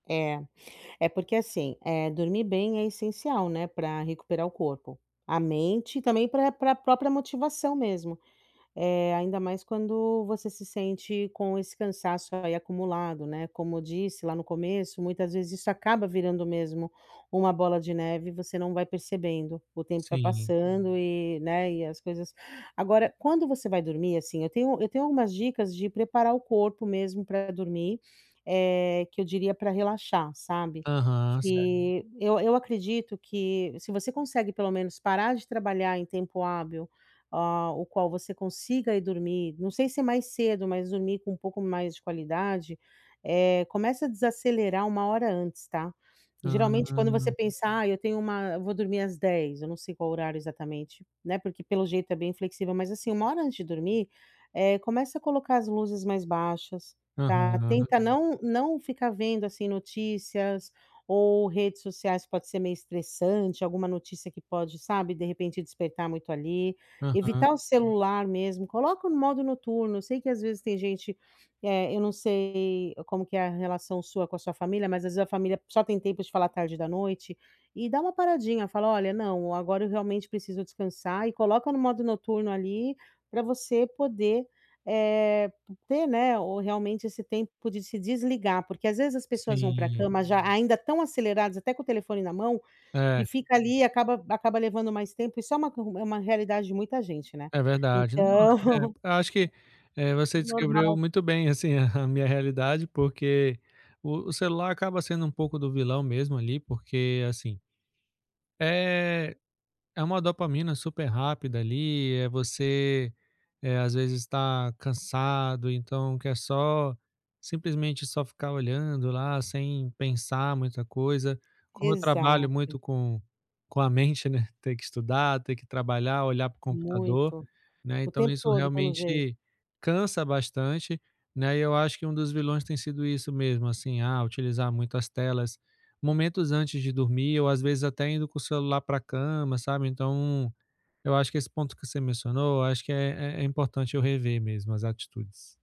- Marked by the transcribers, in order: laughing while speaking: "Então"; other background noise; "descreveu" said as "descrebeu"; chuckle; laughing while speaking: "com a mente, né"
- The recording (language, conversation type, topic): Portuguese, advice, Como posso garantir um descanso regular sem me sentir culpado?
- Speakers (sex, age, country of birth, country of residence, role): female, 40-44, Brazil, United States, advisor; male, 35-39, Brazil, France, user